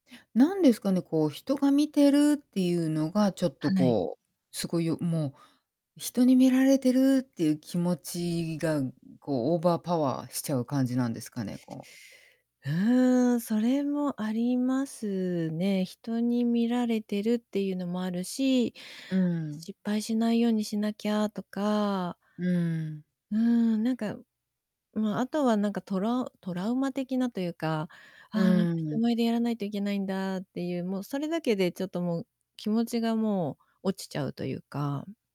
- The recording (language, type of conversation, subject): Japanese, advice, 人前で話すときに強い緊張を感じるのはなぜですか？
- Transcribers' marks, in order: in English: "オーバーパワー"